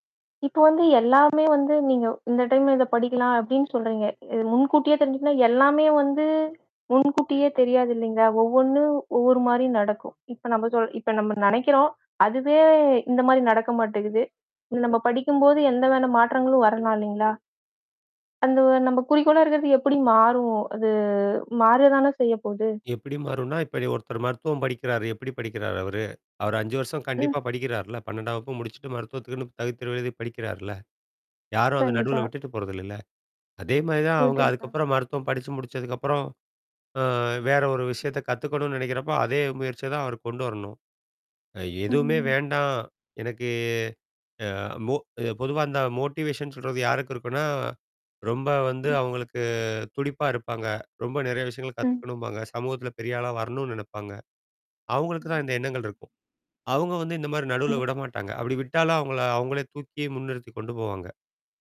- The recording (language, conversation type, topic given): Tamil, podcast, உற்சாகம் குறைந்திருக்கும் போது நீங்கள் உங்கள் படைப்பை எப்படித் தொடங்குவீர்கள்?
- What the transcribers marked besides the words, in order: other background noise; static; tapping; unintelligible speech; in English: "மோட்டிவேஷன்"; distorted speech